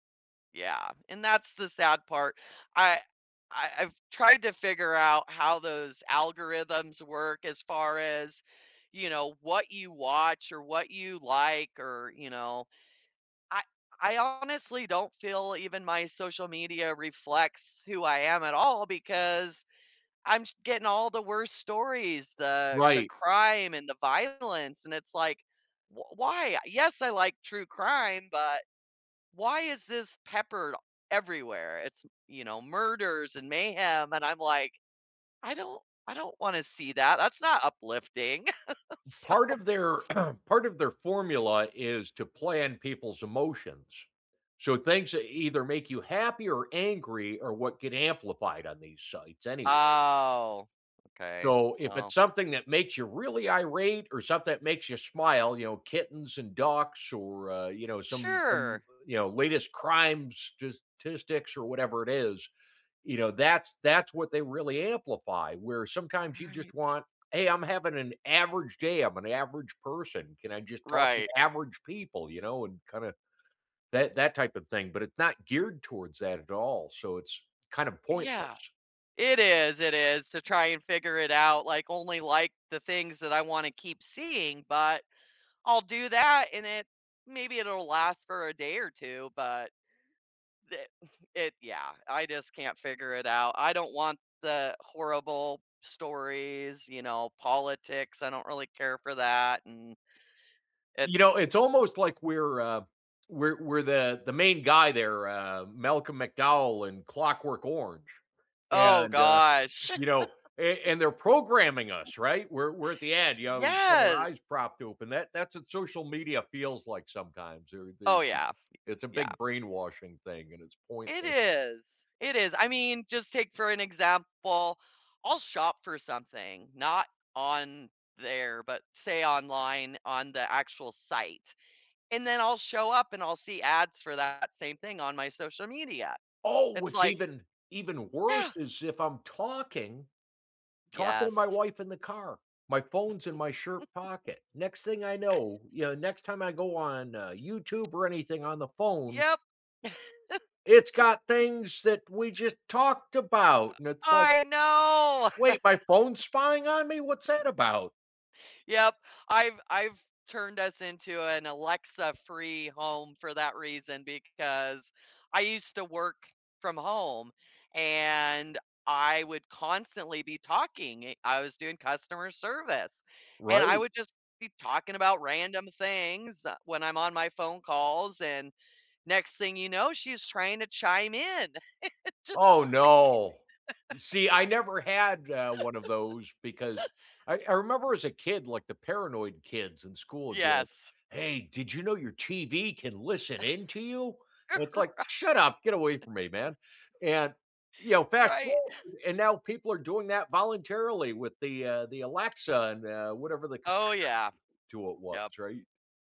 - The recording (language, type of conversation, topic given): English, unstructured, How does social media affect how we express ourselves?
- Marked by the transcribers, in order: laugh; laughing while speaking: "So"; sniff; throat clearing; drawn out: "Oh"; stressed: "average"; tapping; laugh; chuckle; snort; other background noise; laugh; laugh; chuckle; laugh; laughing while speaking: "Just like"; laugh; chuckle; laughing while speaking: "Right"; chuckle; unintelligible speech